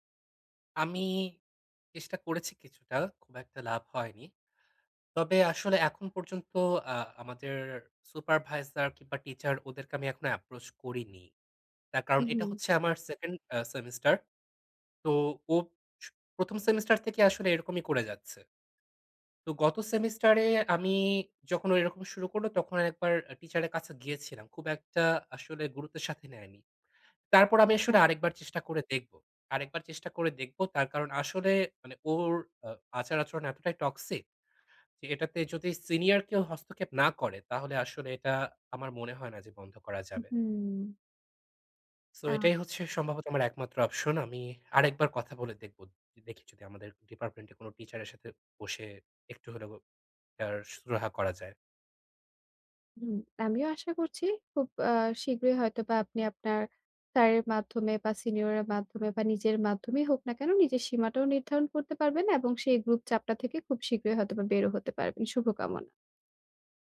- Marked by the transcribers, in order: in English: "approach"; in English: "toxic"; sad: "সো এটাই হচ্ছে সম্ভবত আমার একমাত্র অপশন। আমি আরেকবার কথা বলে দেখবো"; "ডিপার্টমেন্টে" said as "ডিপারমেন্টে"; horn
- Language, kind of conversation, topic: Bengali, advice, আমি কীভাবে দলগত চাপের কাছে নতি না স্বীকার করে নিজের সীমা নির্ধারণ করতে পারি?